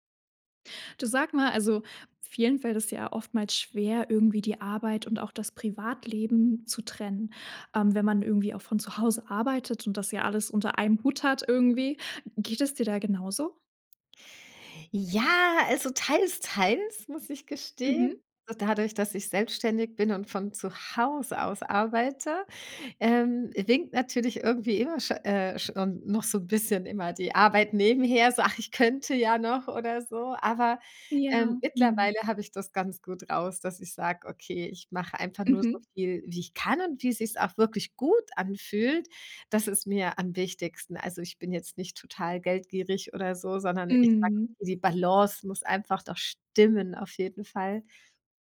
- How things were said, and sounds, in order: stressed: "gut"
- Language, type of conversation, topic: German, podcast, Wie trennst du Arbeit und Privatleben, wenn du zu Hause arbeitest?